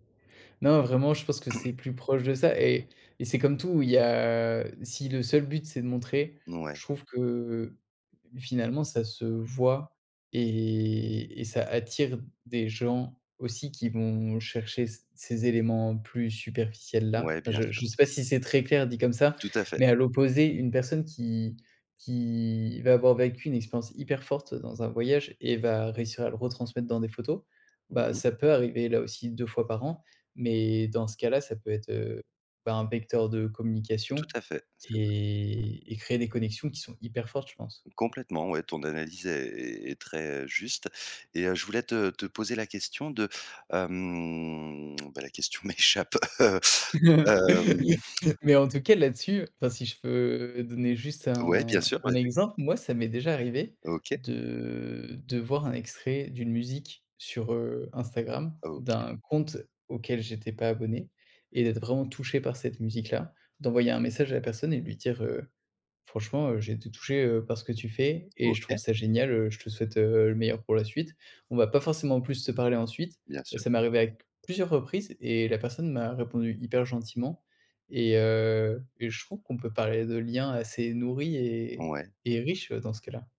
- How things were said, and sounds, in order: throat clearing; tapping; drawn out: "et"; other background noise; drawn out: "et"; drawn out: "hem"; lip smack; chuckle; laughing while speaking: "heu"; tongue click; drawn out: "de"
- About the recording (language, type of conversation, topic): French, podcast, Est-ce que tu trouves que le temps passé en ligne nourrit ou, au contraire, vide les liens ?